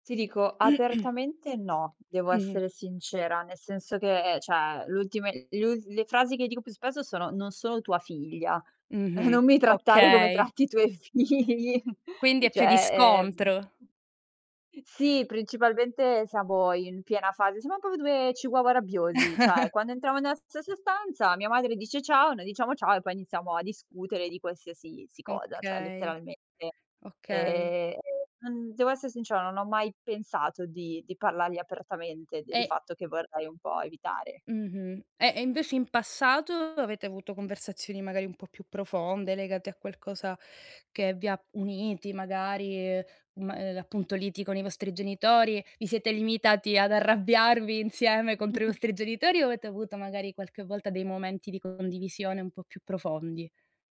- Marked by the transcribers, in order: other background noise; throat clearing; "cioè" said as "ceh"; chuckle; laughing while speaking: "figli"; chuckle; "proprio" said as "popio"; "nella" said as "nea"; chuckle; tapping; laughing while speaking: "arrabbiarvi"; chuckle
- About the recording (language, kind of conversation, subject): Italian, advice, Perché la comunicazione in famiglia è così povera e crea continui fraintendimenti tra fratelli?